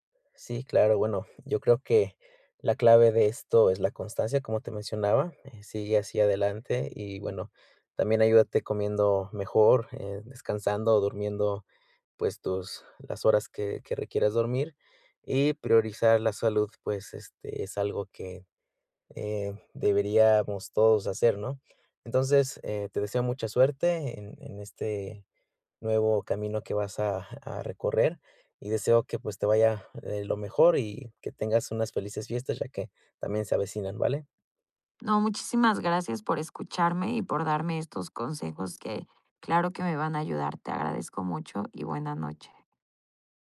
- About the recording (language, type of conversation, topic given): Spanish, advice, ¿Cómo puedo reconocer y valorar mi progreso cada día?
- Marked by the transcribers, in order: tapping